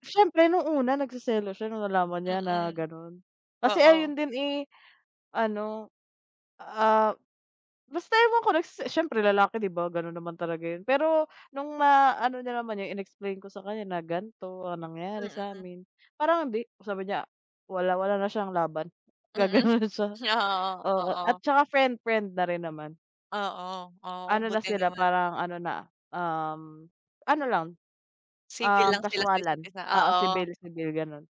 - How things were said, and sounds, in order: other background noise
- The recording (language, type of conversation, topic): Filipino, unstructured, Ano ang palagay mo tungkol sa pagbibigay ng pangalawang pagkakataon?